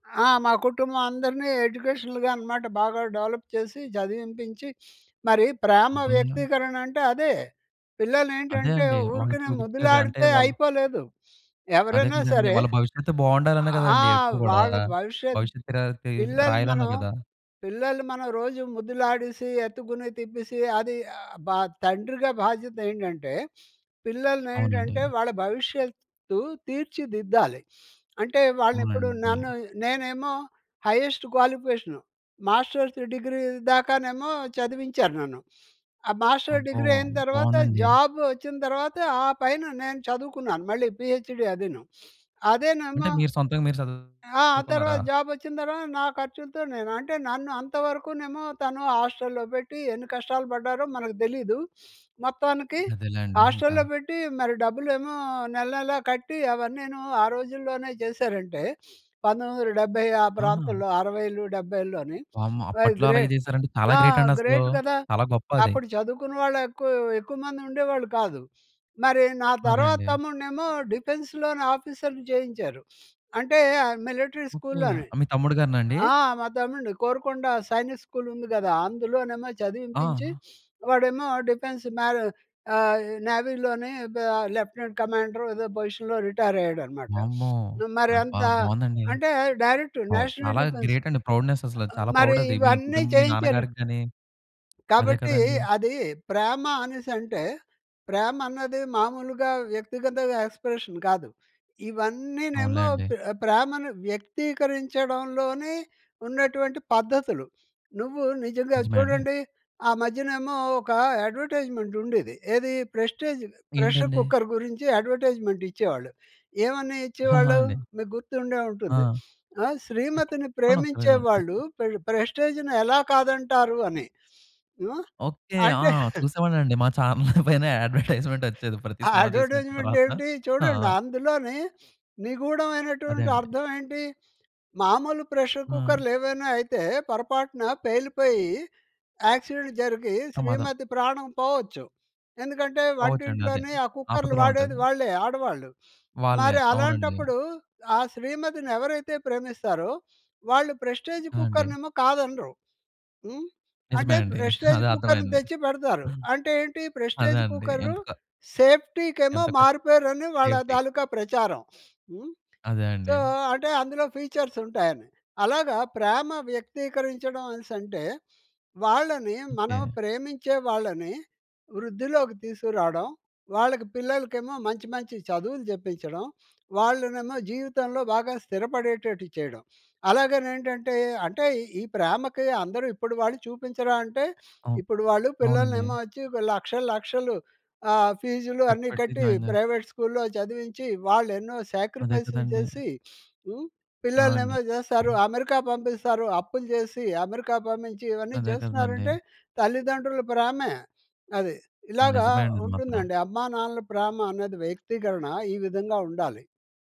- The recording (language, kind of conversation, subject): Telugu, podcast, తల్లిదండ్రుల ప్రేమను మీరు ఎలా గుర్తు చేసుకుంటారు?
- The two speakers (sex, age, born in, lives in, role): male, 20-24, India, India, host; male, 70-74, India, India, guest
- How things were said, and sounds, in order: in English: "ఎడ్యుకేషనల్‌గా"; in English: "డెవలప్"; sniff; "భవిష్యత్తరాలది" said as "భవిష్యత్తిరాలతి"; sniff; in English: "హైయెస్ట్"; in English: "మాస్టర్స్ డిగ్రీ"; sniff; in English: "మాస్టర్ డిగ్రీ"; in English: "జాబ్"; in English: "పీహెచ్‌డీ"; sniff; other background noise; in English: "హాస్టల్‌లో"; sniff; in English: "హాస్టల్‌లో"; sniff; in English: "గ్రేట్"; in English: "గ్రేట్"; sniff; sniff; in English: "మిలిటరీ"; in English: "సైనిక్ స్కూల్"; sniff; in English: "డిఫెన్స్"; in English: "లెఫ్ట్‌నెంట్"; in English: "పొజిషన్‌లో"; sniff; in English: "గ్రేట్"; in English: "డైరెక్ట్ నేషనల్ డిఫెన్స్"; in English: "ప్రౌడ్‌నెస్"; in English: "ప్రౌడ్"; in English: "ఎక్స్‌ప్రెషన్"; in English: "యడ్వర్టైజ్‌మెంట్"; in English: "ప్రెస్టీజ్ ప్రెషర్ కుక్కర్"; in English: "యడ్వర్టైజ్‌మెంట్"; unintelligible speech; in English: "పెర్ ప్రెస్టీజ్‌ని"; chuckle; laughing while speaking: "మా చానెల్ పైనే యడ్వర్టైజ్‌మెంట్ వచ్చేది"; in English: "చానెల్"; in English: "యడ్వర్టైజ్‌మెంట్"; in English: "యడ్వర్టైజ్‌మెంట్"; in English: "ప్రెషర్"; in English: "యాక్సిడెంట్"; in English: "ప్రెస్టీజ్"; in English: "ప్రెస్టీజ్ కుక్కర్‌ని"; chuckle; in English: "ప్రెస్టీజ్"; in English: "సేఫ్టి"; in English: "సో"; in English: "ఫీచర్స్"; in English: "ప్రైవేట్"; in English: "జాయిన్"; sniff